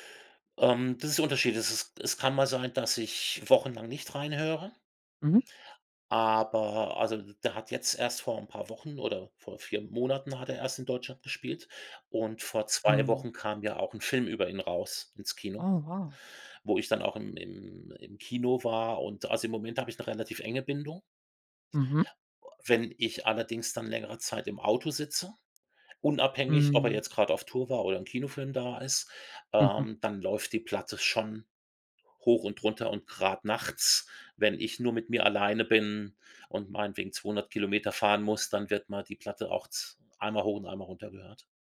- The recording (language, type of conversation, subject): German, podcast, Welches Album würdest du auf eine einsame Insel mitnehmen?
- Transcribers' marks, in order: chuckle